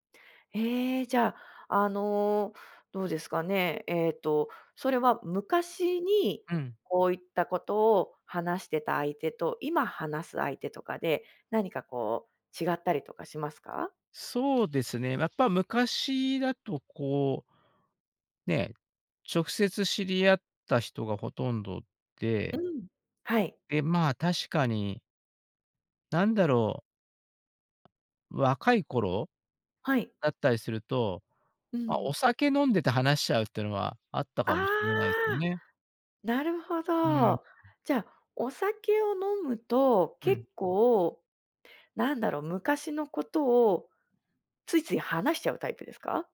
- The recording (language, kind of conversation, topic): Japanese, podcast, 後悔を人に話すと楽になりますか？
- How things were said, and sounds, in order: tapping